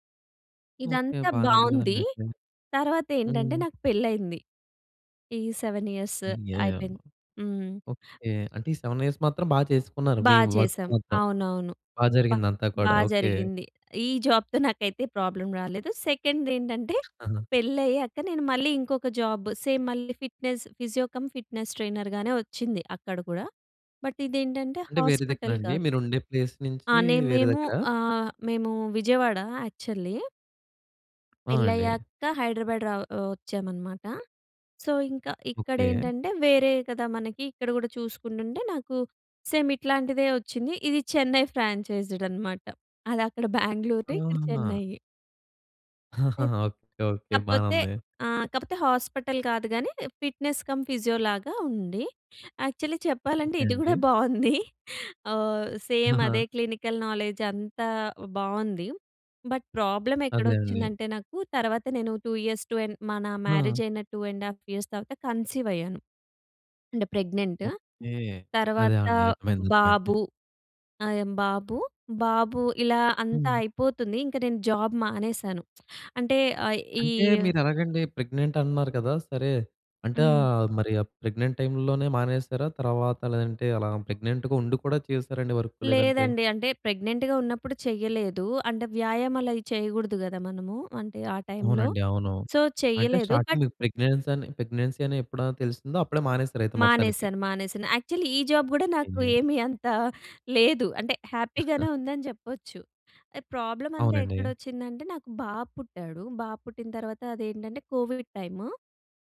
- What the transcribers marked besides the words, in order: in English: "సెవెన్ ఇయర్స్"; in English: "వర్క్"; in English: "ప్రాబ్లమ్"; in English: "జాబ్ సేమ్"; in English: "ఫిట్‍నెస్ ఫిజియో కమ్ ఫిట్‍నెస్ ట్రైనర్‌గానే"; in English: "బట్"; in English: "హాస్పిటల్"; in English: "యాక్చువల్లీ"; tapping; in English: "సో"; in English: "సేమ్"; in English: "ఫ్రాంచైజ్డ్"; "బెంగళూరు" said as "బేంగలొటి"; chuckle; in English: "హాస్పిటల్"; in English: "ఫిట్‍నెస్ కమ్ ఫిజియోలాగ"; in English: "యాక్చువలీ"; laughing while speaking: "ఇది గూడా బావుంది"; in English: "సేమ్"; in English: "క్లినికల్ నాలెడ్జ్"; in English: "బట్"; in English: "టూ ఇయర్స్, టూ అండ్"; in English: "టూ అండ్ హాఫ్ ఇయర్స్"; in English: "జాబ్"; in English: "ప్రెగ్నెంట్"; in English: "ప్రెగ్నెంట్"; in English: "ప్రెగ్నెంట్‌గా"; in English: "వర్క్"; in English: "ప్రెగ్నెంట్‌గా"; in English: "సో"; in English: "స్టార్టింగ్"; in English: "బట్"; in English: "ప్రెగ్నెన్సీ"; in English: "పెగ్నెన్సీ"; in English: "యాక్చువలీ"; in English: "జాబ్"; in English: "హ్యాపీ"; chuckle; in English: "కోవిడ్"
- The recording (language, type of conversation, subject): Telugu, podcast, ఒక ఉద్యోగం విడిచి వెళ్లాల్సిన సమయం వచ్చిందని మీరు గుర్తించడానికి సహాయపడే సంకేతాలు ఏమేమి?